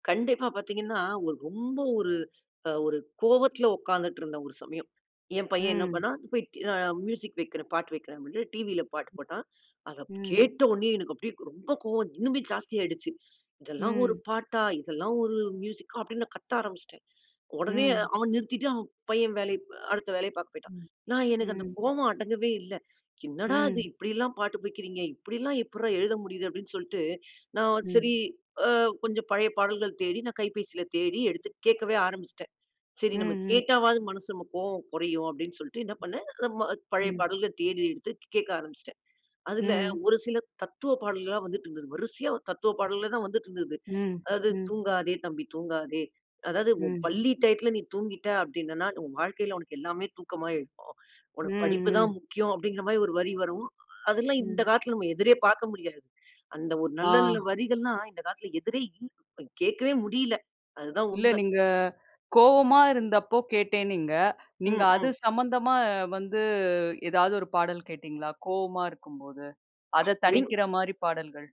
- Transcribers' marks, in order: other background noise; other noise; unintelligible speech
- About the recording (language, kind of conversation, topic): Tamil, podcast, பழைய இசைக்கு மீண்டும் திரும்ப வேண்டும் என்ற விருப்பம்